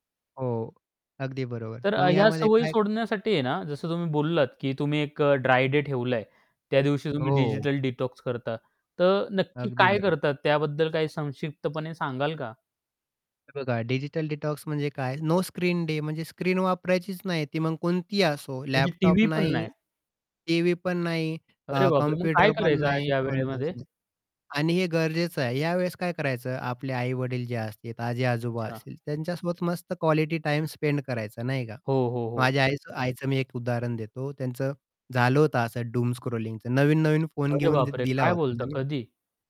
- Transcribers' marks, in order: static; other background noise; distorted speech; in English: "डिजिटल डिटॉक्स"; in English: "डिजिटल डिटॉक्स"; in English: "स्पेंड"; in English: "डूम स्क्रॉलिंगचं"; tapping
- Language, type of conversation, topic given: Marathi, podcast, डूमस्क्रोलिंगची सवय सोडण्यासाठी तुम्ही काय केलं किंवा काय सुचवाल?